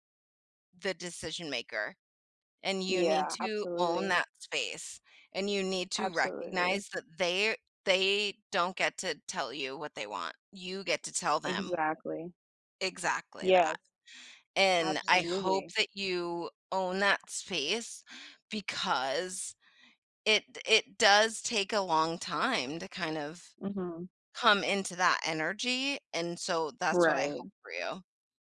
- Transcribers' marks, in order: tapping; other background noise
- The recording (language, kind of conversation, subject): English, unstructured, How can couples find the right balance between independence and closeness?
- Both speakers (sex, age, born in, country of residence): female, 20-24, United States, United States; female, 35-39, United States, United States